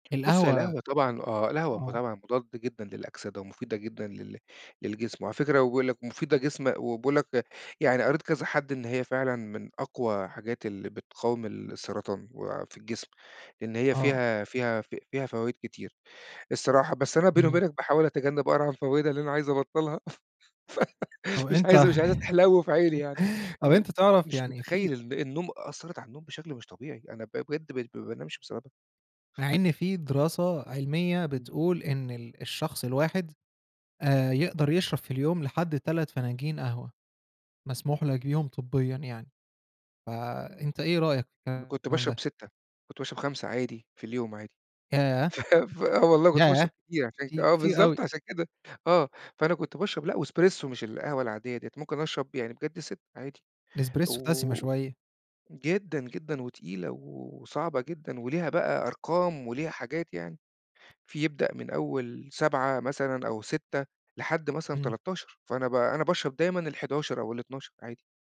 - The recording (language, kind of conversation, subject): Arabic, podcast, إيه تأثير القهوة عليك لما تشربها بعد الضهر؟
- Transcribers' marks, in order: chuckle; laughing while speaking: "فمش عايزها مش عايزها تحلو في عيني يعني"; laugh; other background noise; laughing while speaking: "ف ف"; in English: "وإسبريسو"; in English: "الإسبريسو"; tapping